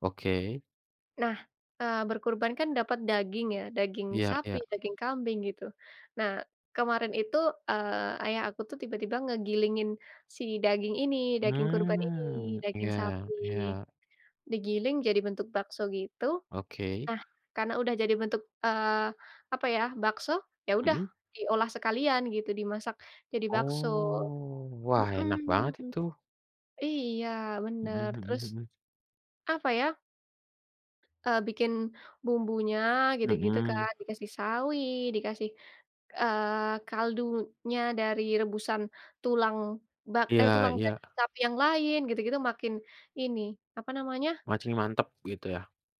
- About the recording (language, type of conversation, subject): Indonesian, unstructured, Apa makanan favorit yang selalu membuatmu bahagia?
- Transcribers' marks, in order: drawn out: "Mmm"; drawn out: "Oh"